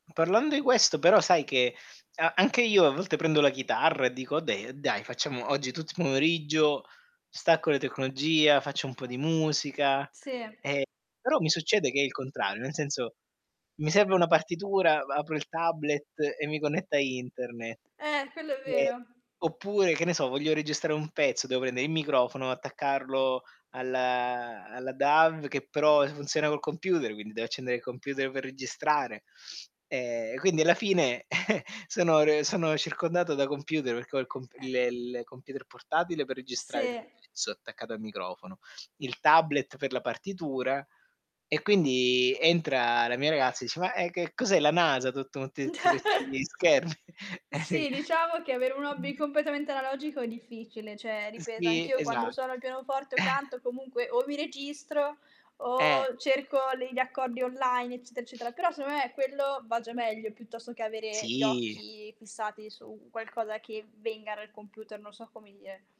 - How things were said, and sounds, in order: "Okay" said as "oday"; "tutto" said as "tutt"; static; distorted speech; chuckle; "dice" said as "ice"; chuckle; chuckle; unintelligible speech; unintelligible speech; "completamente" said as "competamente"; "analogico" said as "alalogico"; "Cioè" said as "ceh"; chuckle; tapping; other background noise; "secondo" said as "seo"; "dal" said as "ral"
- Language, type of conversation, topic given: Italian, unstructured, Quali hobby ti aiutano a staccare dalla tecnologia?